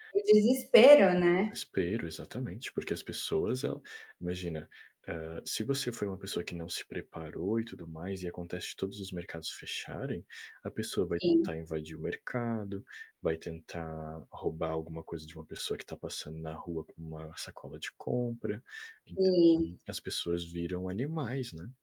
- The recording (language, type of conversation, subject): Portuguese, unstructured, Você já pensou nas consequências de uma falha tecnológica grave?
- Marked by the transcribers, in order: distorted speech; static; tapping